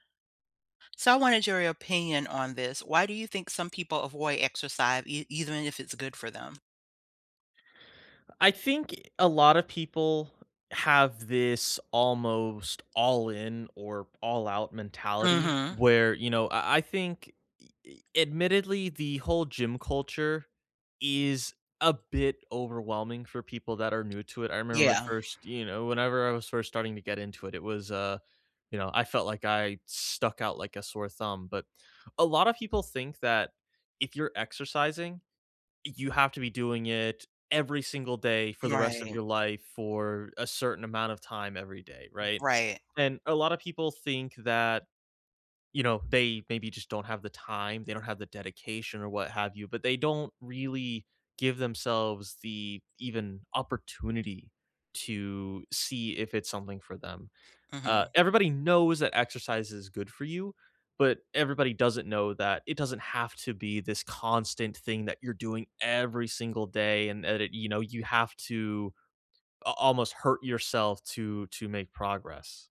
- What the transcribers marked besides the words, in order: tapping
- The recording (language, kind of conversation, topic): English, unstructured, How can I start exercising when I know it's good for me?
- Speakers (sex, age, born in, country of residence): female, 50-54, United States, United States; male, 25-29, United States, United States